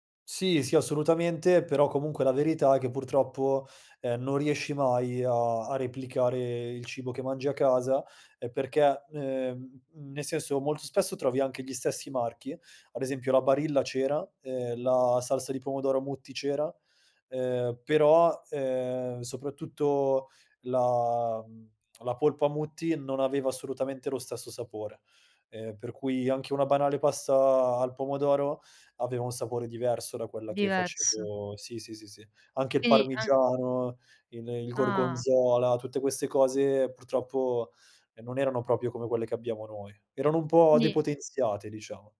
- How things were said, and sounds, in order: lip smack; "Quindi" said as "quini"; "proprio" said as "propio"
- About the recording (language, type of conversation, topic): Italian, podcast, In che modo il cibo ti aiuta a sentirti a casa quando sei lontano/a?